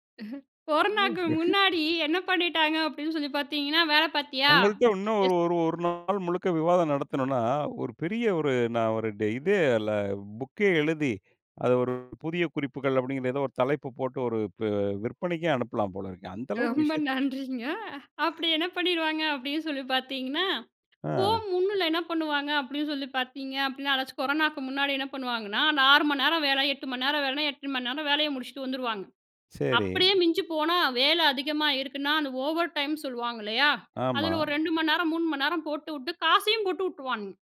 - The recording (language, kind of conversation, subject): Tamil, podcast, குடும்பமும் வேலையும்—நீங்கள் எதற்கு முன்னுரிமை கொடுக்கிறீர்கள்?
- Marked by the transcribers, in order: chuckle; laugh; other background noise; in English: "எஸ்"; laughing while speaking: "ரொம்ப நன்றிங்க"